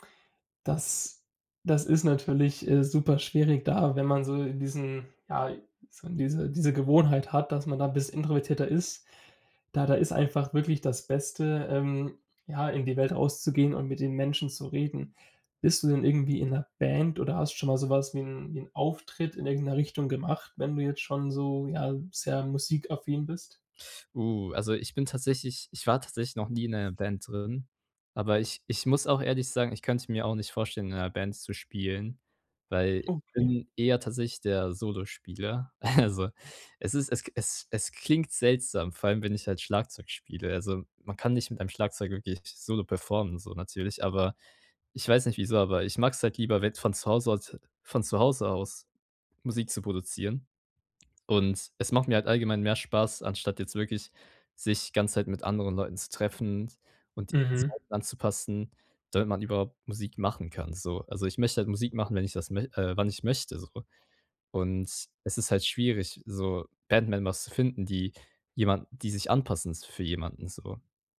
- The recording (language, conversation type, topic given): German, advice, Wie kann ich klare Prioritäten zwischen meinen persönlichen und beruflichen Zielen setzen?
- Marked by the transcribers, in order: laughing while speaking: "Also"; in English: "Members"